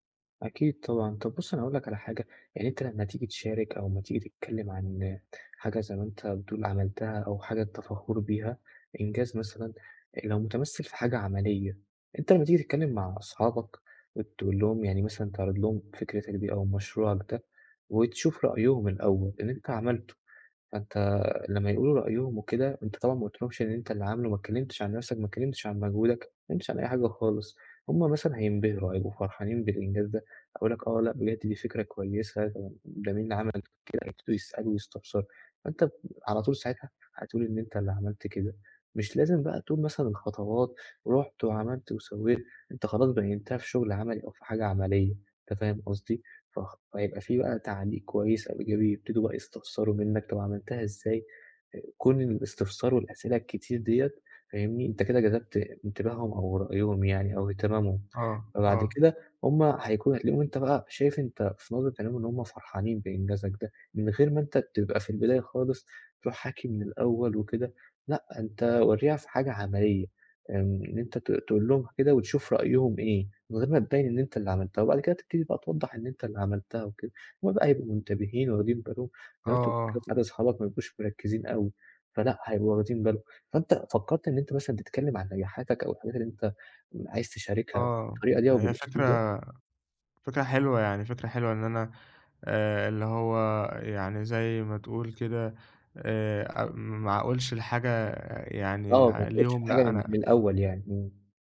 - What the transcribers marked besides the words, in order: tapping
- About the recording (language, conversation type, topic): Arabic, advice, عرض الإنجازات بدون تباهٍ